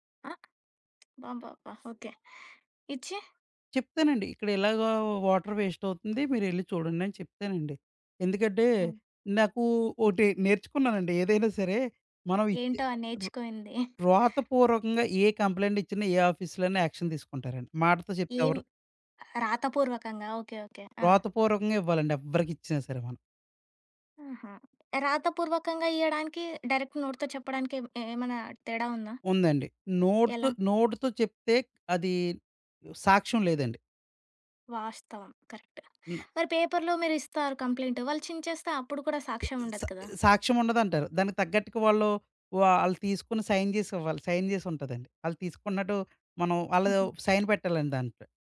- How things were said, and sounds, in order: tapping; in English: "వాటర్ వేస్ట్"; other background noise; "నేర్చుకొనింది" said as "నేర్చుకొయింది"; in English: "కంప్లెయింట్"; in English: "ఆఫీస్‌లో"; in English: "యాక్షన్"; in English: "డైరెక్ట్"; in English: "కరెక్ట్"; in English: "పేపర్‌లో"; in English: "కంప్లెయింట్"; in English: "సైన్"; in English: "సైన్"; in English: "సైన్"
- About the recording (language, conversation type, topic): Telugu, podcast, ఇంట్లో నీటిని ఆదా చేయడానికి మనం చేయగల పనులు ఏమేమి?